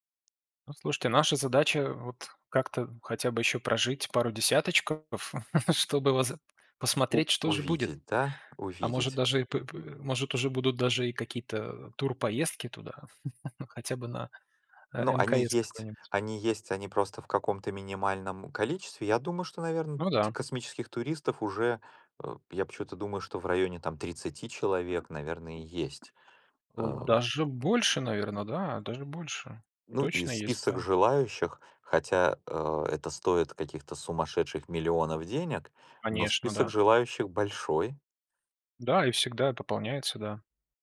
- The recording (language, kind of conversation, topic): Russian, unstructured, Почему люди изучают космос и что это им даёт?
- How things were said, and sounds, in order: tapping; chuckle; chuckle; other background noise